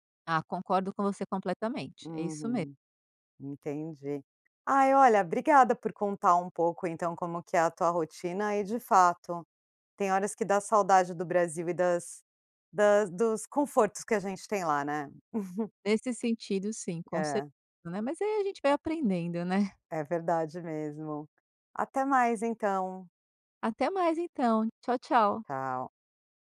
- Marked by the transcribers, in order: giggle
- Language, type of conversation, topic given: Portuguese, podcast, Como você evita distrações domésticas quando precisa se concentrar em casa?